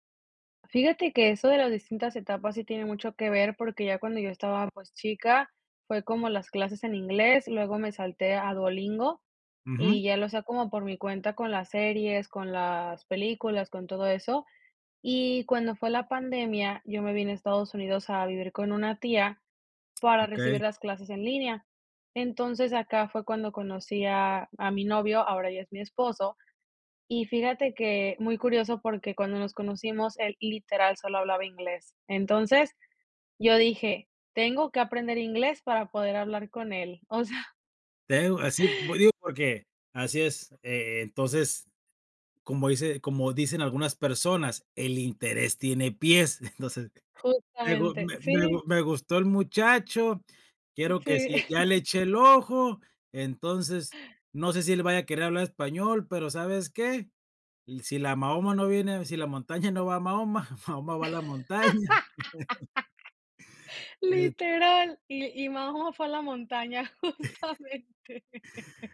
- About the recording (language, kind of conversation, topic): Spanish, podcast, ¿Cómo empezaste a estudiar un idioma nuevo y qué fue lo que más te ayudó?
- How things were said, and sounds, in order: chuckle; chuckle; laugh; chuckle; laugh; laughing while speaking: "justamente"; chuckle